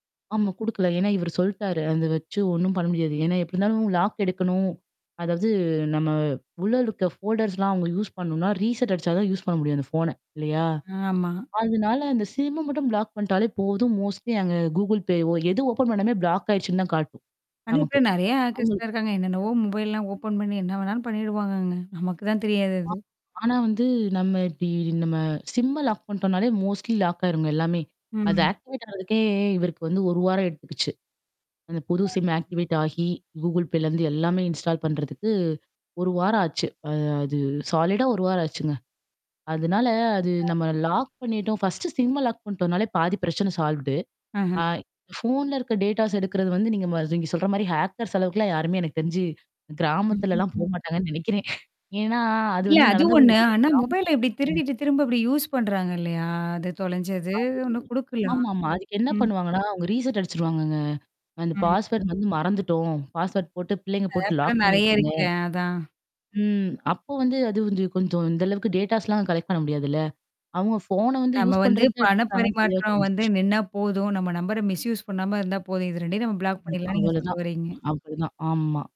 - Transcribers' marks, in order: in English: "லாக்"; in English: "ஃபோல்டர்ஸ்லாம்"; tapping; in English: "யூஸ்"; in English: "ரீசெட்"; in English: "யூஸ்"; in English: "பிளாக்"; in English: "மோஸ்ட்லி"; in English: "ஓப்பன்"; in English: "ப்ளாக்"; in English: "ஆக்கர்ஸ்லாம்"; unintelligible speech; in English: "ஓப்பன்"; distorted speech; in English: "லாக்"; in English: "மோஸ்ட்லி"; static; in English: "ஆக்டிவேட்"; other background noise; in English: "ஆக்டிவேட்"; in English: "இன்ஸ்டால்"; in English: "சாலிடா"; in English: "லாக்"; in English: "லாக்"; in English: "சால்வடு"; in English: "டேட்டாஸ்"; in English: "ஹேக்கர்ஸ்"; chuckle; unintelligible speech; in English: "யூஸ்"; unintelligible speech; in English: "ரீசெட்"; in English: "பாஸ்வர்ட்"; in English: "பாஸ்வர்ட்"; in English: "ஆப்லாம்"; in English: "லாக்"; in English: "டேட்டாஸ்லாம் கலெக்ட்"; in English: "யூஸ்"; in English: "மிஸ் யூஸ்"; in English: "பிளாக்"
- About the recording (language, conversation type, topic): Tamil, podcast, கைபேசி இல்லாமல் வழிதவறி விட்டால் நீங்கள் என்ன செய்வீர்கள்?